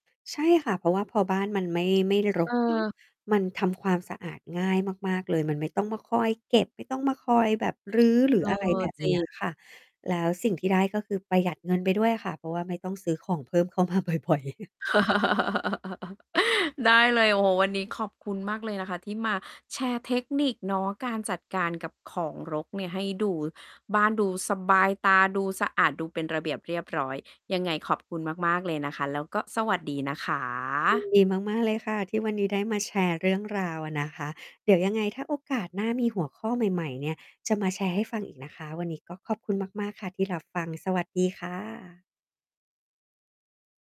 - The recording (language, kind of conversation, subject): Thai, podcast, คุณจัดการกับของรกอย่างไรให้บ้านดูสบายตา?
- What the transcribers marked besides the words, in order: tapping; distorted speech; other background noise; laughing while speaking: "บ่อย ๆ"; chuckle